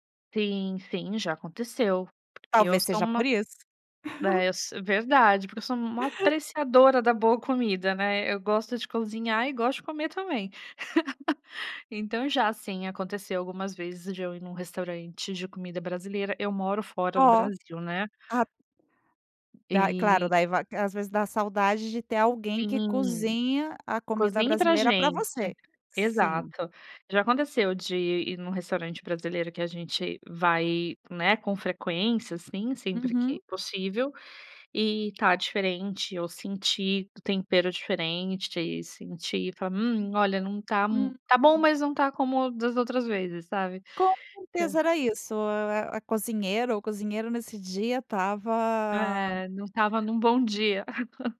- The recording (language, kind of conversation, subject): Portuguese, podcast, Por que você gosta de cozinhar?
- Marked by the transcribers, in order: tapping; laugh; laugh; chuckle